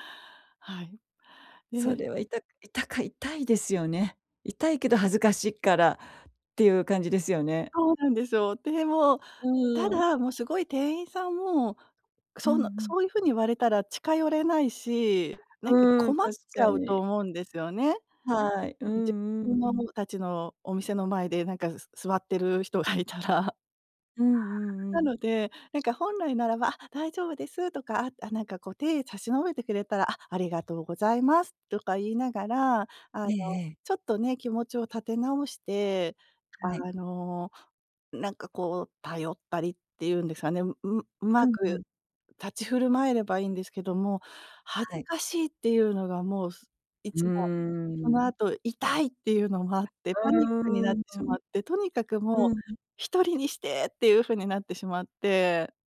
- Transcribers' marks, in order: other background noise; unintelligible speech; laughing while speaking: "人がいたら"; other noise
- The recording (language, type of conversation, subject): Japanese, advice, 人前で失敗したあと、どうやって立ち直ればいいですか？